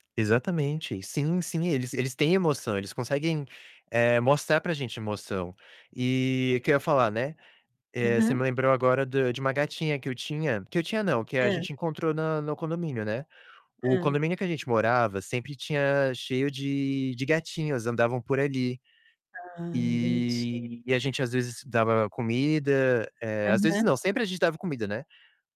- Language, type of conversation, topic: Portuguese, unstructured, Você acredita que os pets sentem emoções como os humanos?
- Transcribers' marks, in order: none